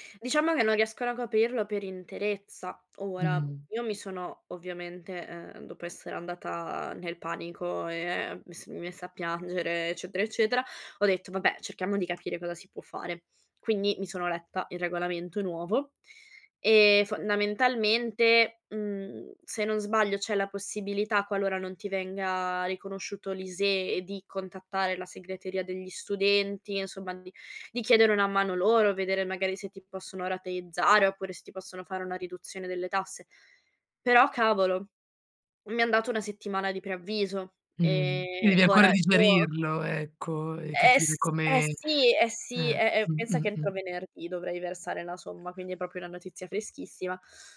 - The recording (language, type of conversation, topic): Italian, advice, Come posso bilanciare il risparmio con le spese impreviste senza mettere sotto pressione il mio budget?
- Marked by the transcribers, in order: other background noise; "proprio" said as "propio"